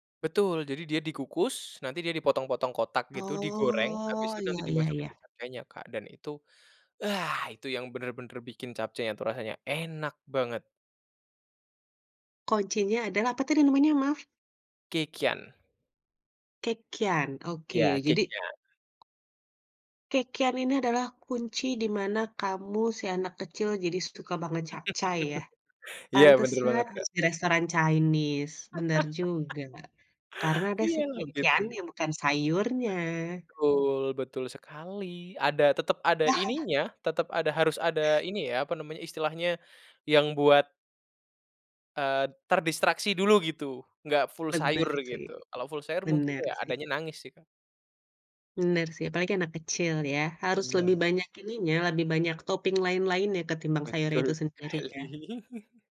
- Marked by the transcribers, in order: laugh; laugh; in English: "Chinese"; chuckle; in English: "topping"; laughing while speaking: "sekali"; chuckle
- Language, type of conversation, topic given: Indonesian, podcast, Ceritakan makanan favoritmu waktu kecil, dong?